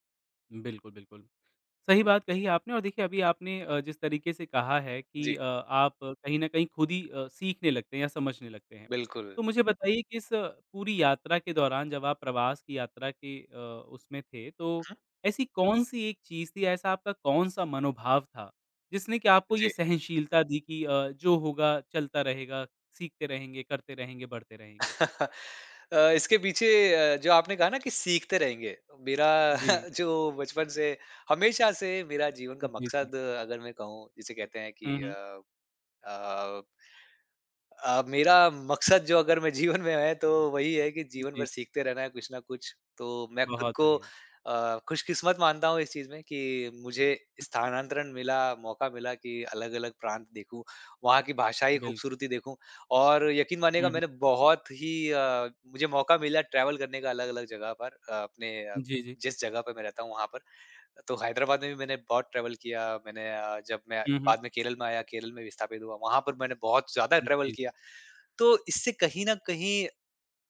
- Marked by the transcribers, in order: tapping; chuckle; chuckle; laughing while speaking: "जीवन में है"; in English: "ट्रैवल"; in English: "ट्रैवल"; in English: "ट्रैवल"
- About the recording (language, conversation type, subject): Hindi, podcast, प्रवास के दौरान आपको सबसे बड़ी मुश्किल क्या लगी?